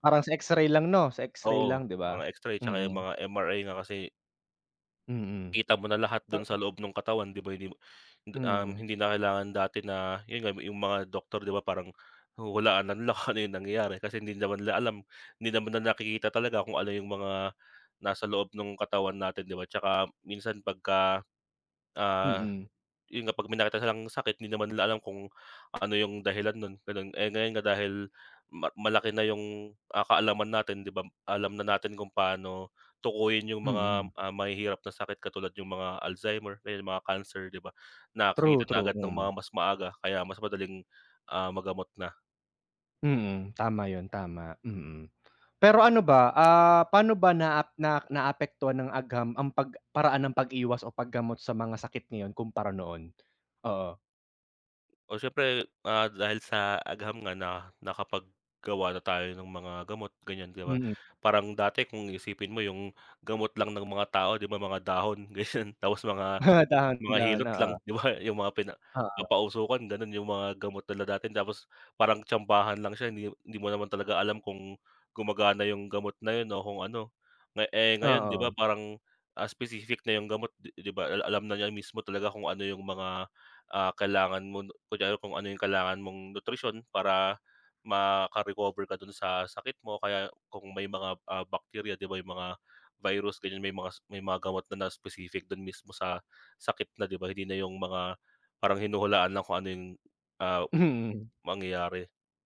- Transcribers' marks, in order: tapping; laughing while speaking: "ganyan"; other background noise; laughing while speaking: "Ah"; laughing while speaking: "Hmm"
- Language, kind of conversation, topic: Filipino, unstructured, Sa anong mga paraan nakakatulong ang agham sa pagpapabuti ng ating kalusugan?